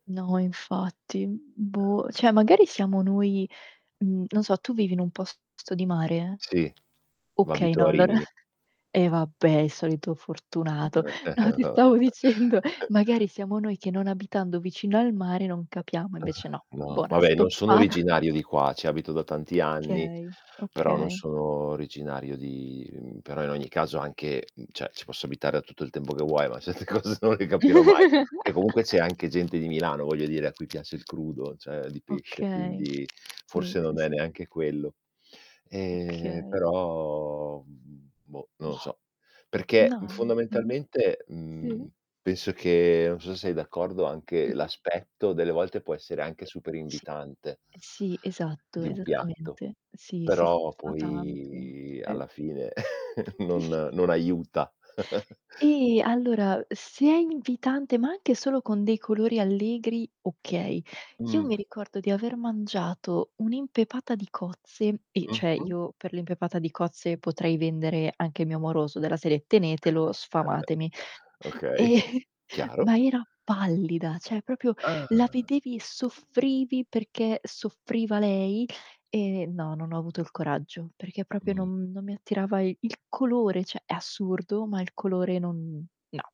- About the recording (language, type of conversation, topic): Italian, unstructured, Qual è il peggior piatto che ti abbiano mai servito?
- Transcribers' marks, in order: "cioè" said as "ceh"; distorted speech; mechanical hum; laughing while speaking: "allora"; laughing while speaking: "No, ti stavo dicendo"; chuckle; other noise; laughing while speaking: "stoppata"; in English: "stoppata"; "cioè" said as "ceh"; laughing while speaking: "certe cose non le capirò mai"; chuckle; tapping; "cioè" said as "ceh"; other background noise; drawn out: "poi"; chuckle; static; "cioè" said as "ceh"; chuckle; "cioè" said as "ceh"; "proprio" said as "propio"; "Cioè" said as "ceh"